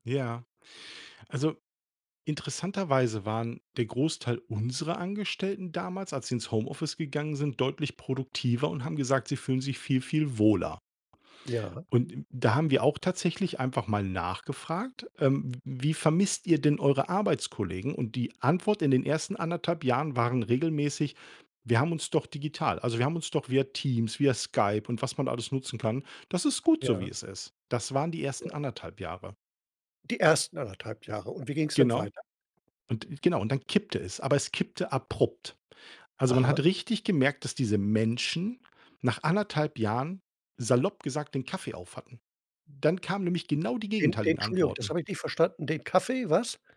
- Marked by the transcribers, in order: stressed: "unserer"; stressed: "Menschen"
- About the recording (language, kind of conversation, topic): German, podcast, Wie stehst du zu Homeoffice im Vergleich zum Büro?